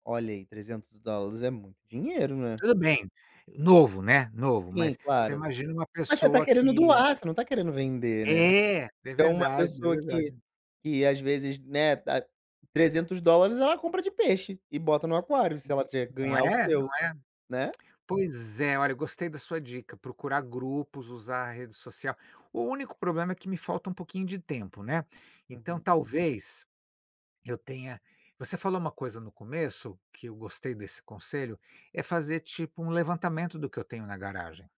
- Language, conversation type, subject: Portuguese, advice, Como posso começar a reduzir as minhas posses?
- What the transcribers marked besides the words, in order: other noise; tapping